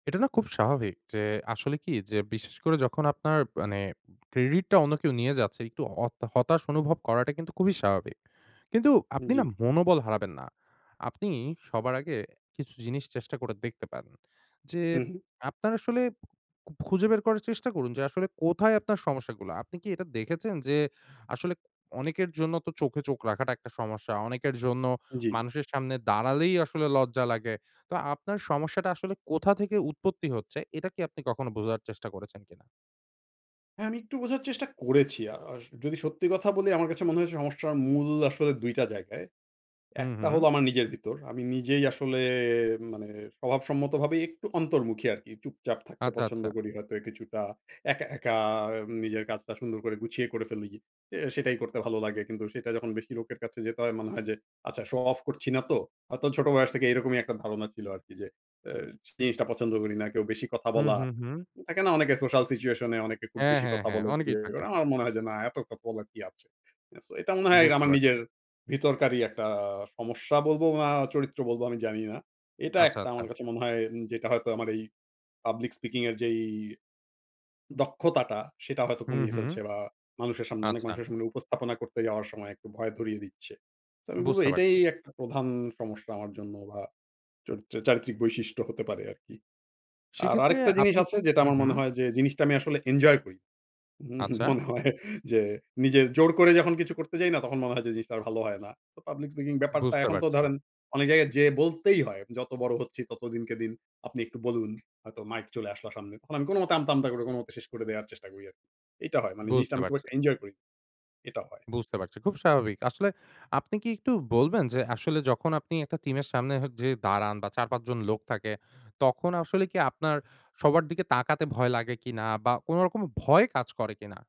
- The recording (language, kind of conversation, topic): Bengali, advice, উপস্থাপনা বা জনসমক্ষে কথা বলার সময় আপনার তীব্র অস্থিরতা কেমন, তা বর্ণনা করবেন?
- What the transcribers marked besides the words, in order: in English: "শো অফ"; unintelligible speech; in English: "পাবলিক স্পিকিং"; laughing while speaking: "উম মনে হয় যে নিজে … ভালো হয় না"; in English: "পাবলিক স্পিকিং"